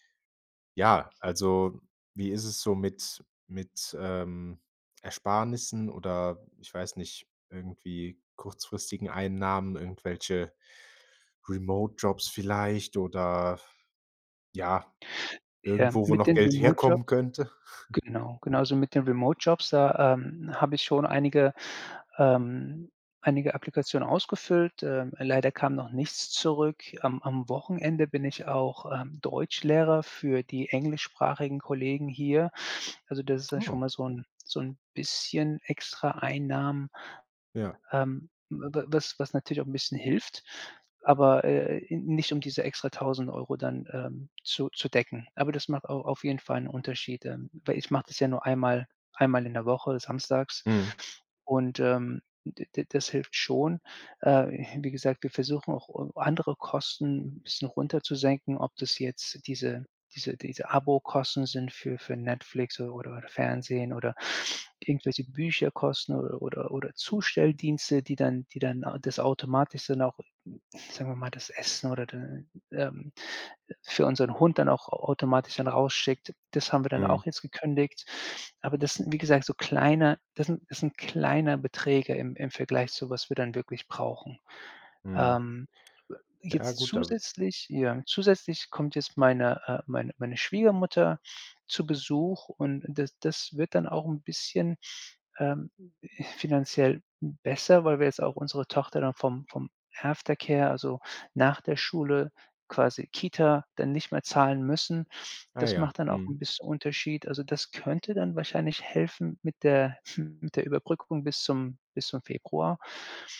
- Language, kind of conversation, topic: German, advice, Wie komme ich bis zum Monatsende mit meinem Geld aus?
- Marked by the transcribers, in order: snort; "automatisch" said as "automatis"; in English: "Aftercare"